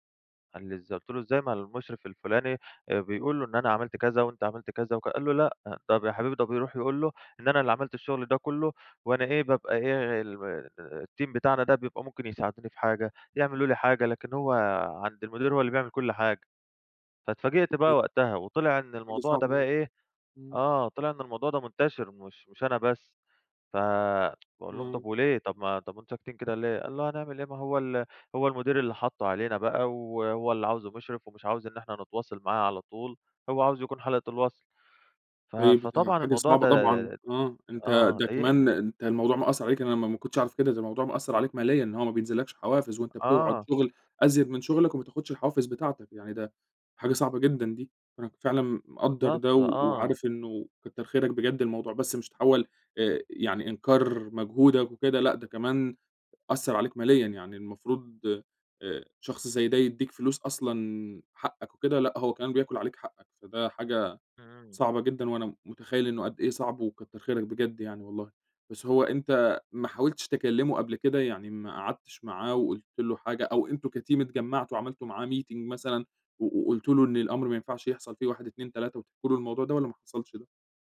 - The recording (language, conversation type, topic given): Arabic, advice, إزاي أواجه زميل في الشغل بياخد فضل أفكاري وأفتح معاه الموضوع؟
- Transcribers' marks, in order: in English: "الteam"; unintelligible speech; tapping; in English: "كteam"; in English: "meeting"